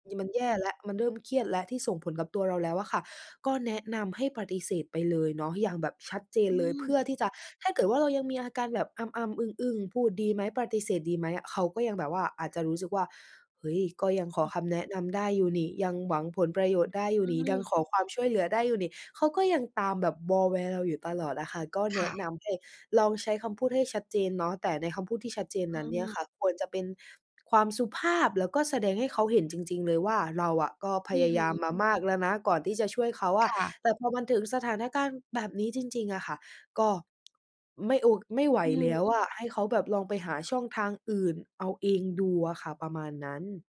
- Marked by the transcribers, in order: none
- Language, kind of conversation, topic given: Thai, advice, จะพูดว่า “ไม่” กับคนใกล้ชิดอย่างไรดีเมื่อปฏิเสธยาก?